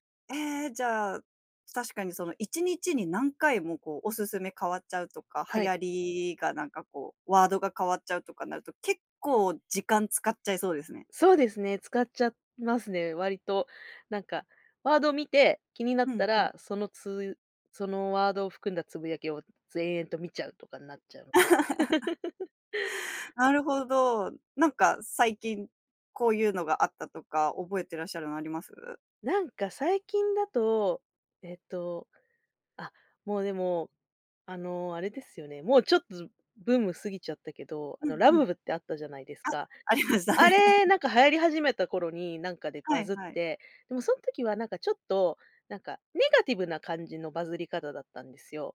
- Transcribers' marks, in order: laugh; laughing while speaking: "ありましたね"
- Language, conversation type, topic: Japanese, podcast, 普段、SNSの流行にどれくらい影響されますか？